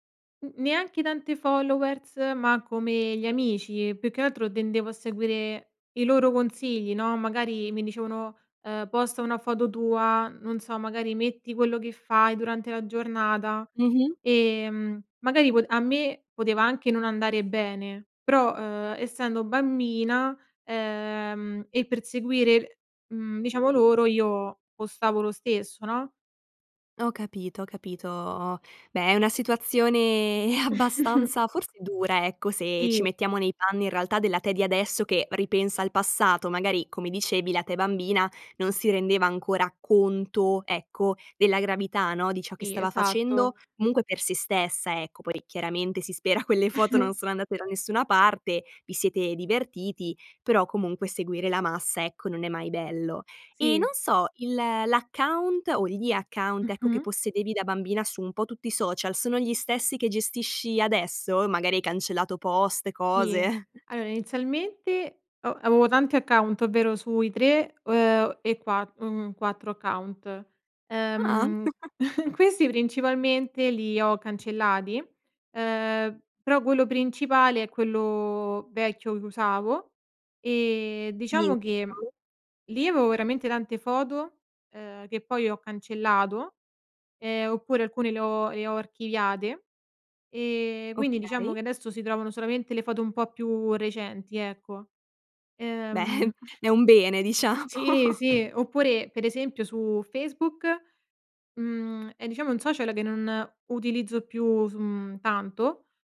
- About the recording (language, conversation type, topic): Italian, podcast, Cosa condividi e cosa non condividi sui social?
- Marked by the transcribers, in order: in English: "followers"; laughing while speaking: "abbastanza"; chuckle; laughing while speaking: "quelle"; chuckle; chuckle; chuckle; unintelligible speech; chuckle; laughing while speaking: "diciamo"; tapping